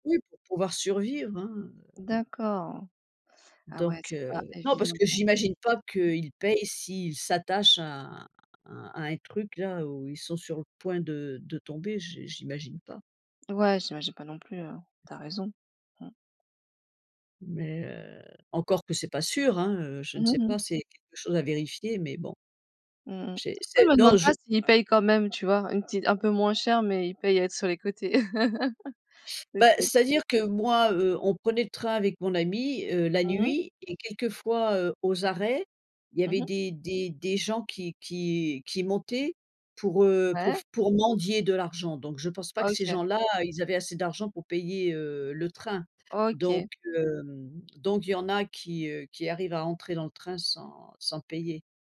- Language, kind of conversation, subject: French, unstructured, Qu’est-ce qui rend un voyage vraiment inoubliable ?
- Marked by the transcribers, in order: other background noise; tapping; laugh; unintelligible speech